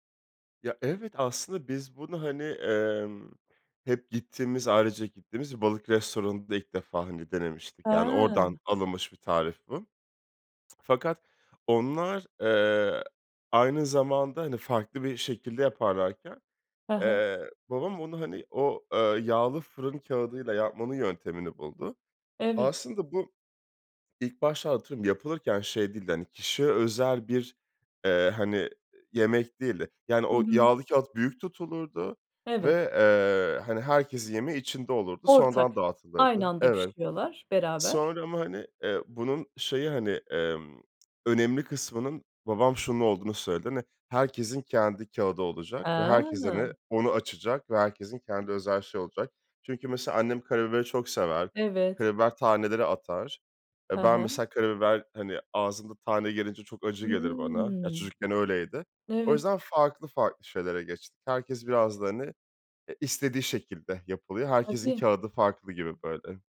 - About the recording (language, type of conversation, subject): Turkish, podcast, Ailenin geleneksel yemeği senin için ne ifade eder?
- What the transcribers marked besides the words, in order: other background noise; tapping